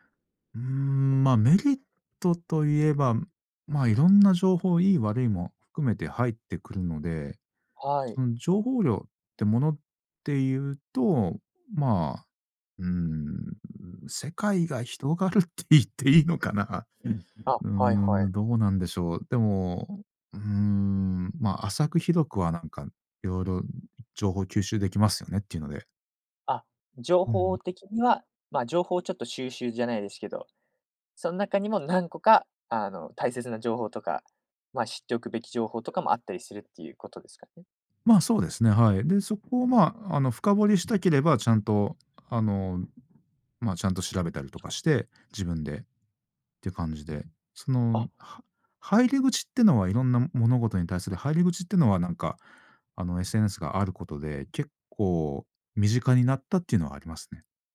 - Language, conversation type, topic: Japanese, podcast, SNSと気分の関係をどう捉えていますか？
- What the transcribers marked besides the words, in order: other background noise; laughing while speaking: "広がるって言っていいのかな"